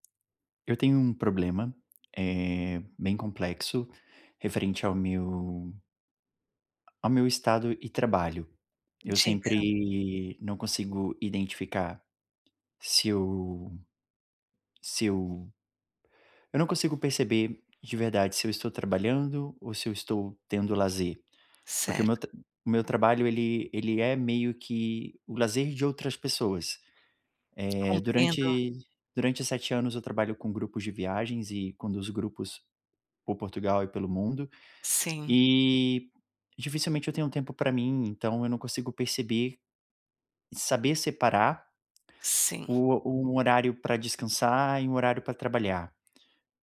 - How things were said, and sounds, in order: tapping
- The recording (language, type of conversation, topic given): Portuguese, advice, Como o trabalho está invadindo seus horários de descanso e lazer?
- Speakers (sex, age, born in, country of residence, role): female, 55-59, Brazil, United States, advisor; male, 30-34, Brazil, Portugal, user